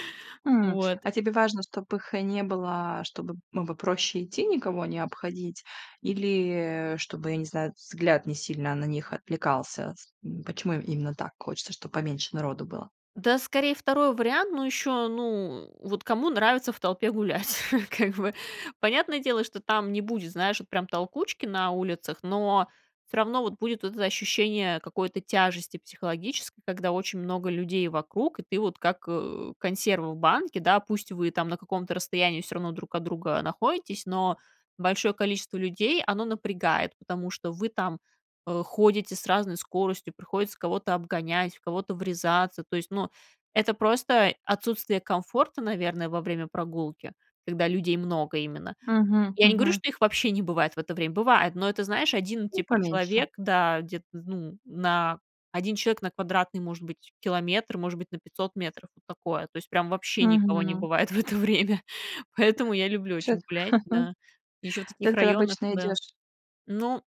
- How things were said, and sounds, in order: laughing while speaking: "как бы?"; laughing while speaking: "в это время"; chuckle
- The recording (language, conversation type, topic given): Russian, podcast, Как сделать обычную прогулку более осознанной и спокойной?